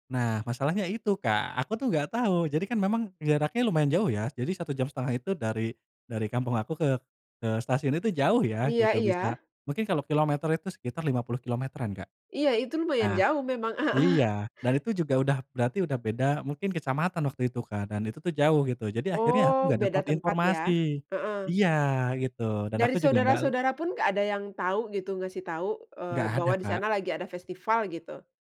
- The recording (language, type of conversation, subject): Indonesian, podcast, Pernahkah kamu ketinggalan pesawat atau kereta, dan bagaimana ceritanya?
- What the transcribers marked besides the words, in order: none